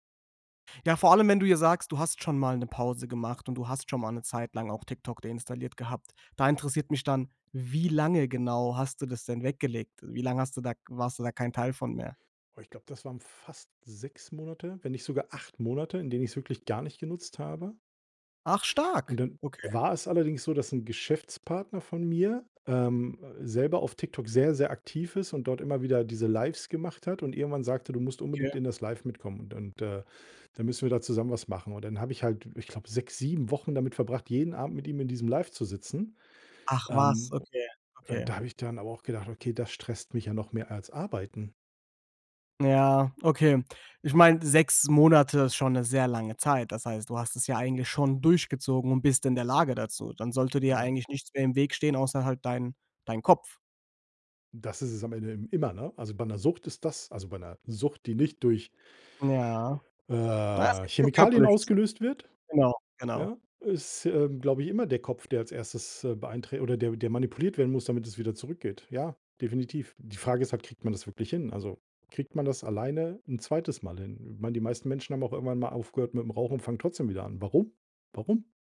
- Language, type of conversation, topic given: German, podcast, Wie gehst du im Alltag mit Smartphone-Sucht um?
- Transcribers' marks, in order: surprised: "Ach, stark!"; surprised: "Ach was"